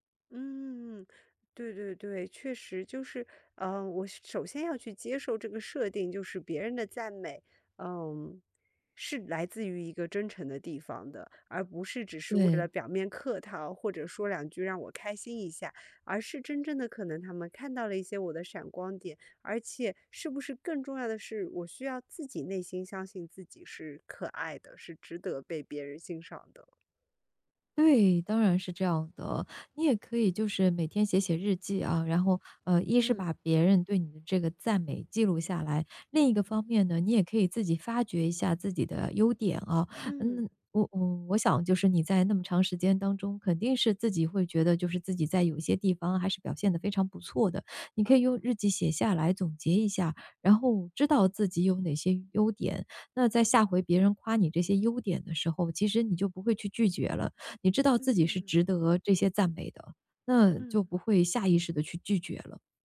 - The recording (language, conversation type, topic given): Chinese, advice, 为什么我很难接受别人的赞美，总觉得自己不配？
- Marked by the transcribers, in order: other background noise